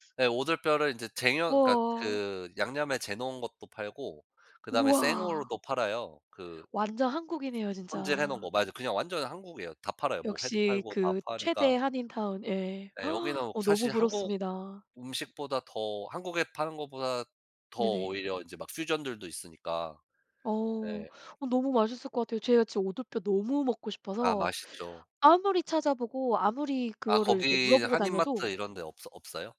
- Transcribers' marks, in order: other background noise; gasp; put-on voice: "퓨전들도"
- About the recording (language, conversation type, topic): Korean, unstructured, 자신만의 스트레스 해소법이 있나요?